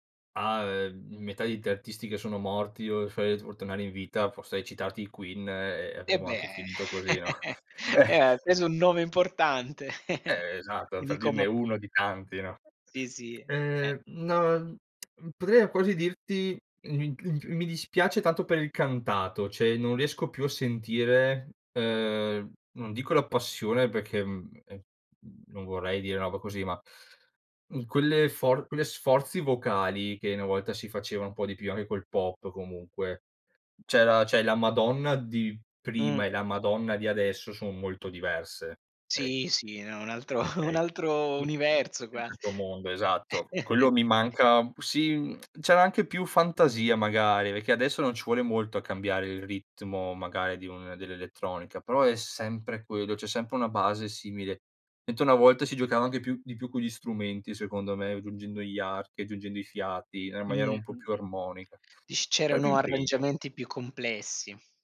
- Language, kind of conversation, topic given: Italian, podcast, Che ruolo ha la nostalgia nella cultura pop?
- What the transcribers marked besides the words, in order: unintelligible speech; tapping; chuckle; giggle; other background noise; "un'icona" said as "icoma"; tongue click; unintelligible speech; "Cioè" said as "ceh"; "cioè" said as "ceh"; unintelligible speech; other noise; unintelligible speech; tongue click; chuckle; giggle